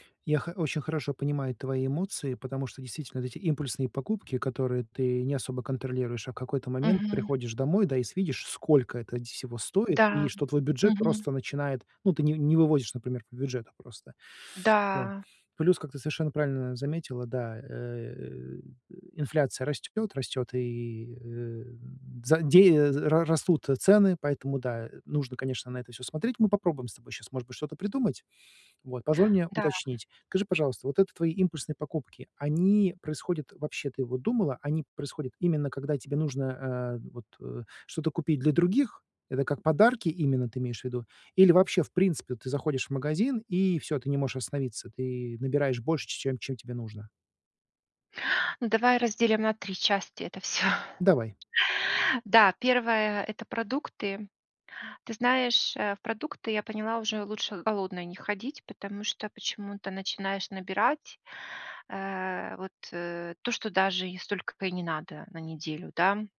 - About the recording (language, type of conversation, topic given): Russian, advice, Почему я чувствую растерянность, когда иду за покупками?
- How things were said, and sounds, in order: chuckle; tapping